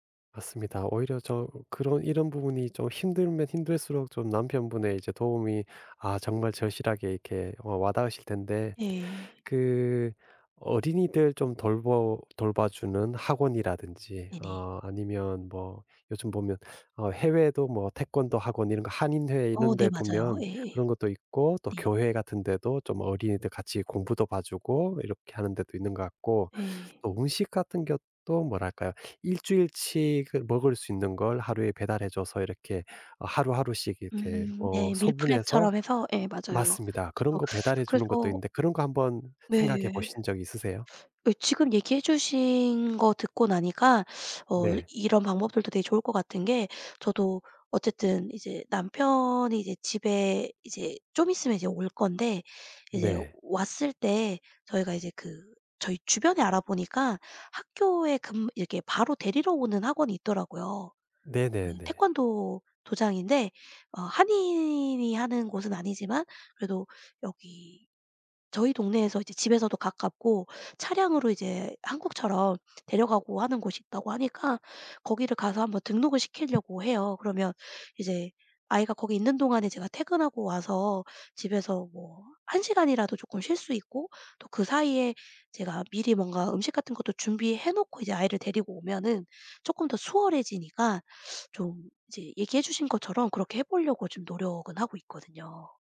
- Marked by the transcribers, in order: "것도" said as "겻도"; tapping
- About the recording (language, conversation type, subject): Korean, advice, 번아웃으로 의욕이 사라져 일상 유지가 어려운 상태를 어떻게 느끼시나요?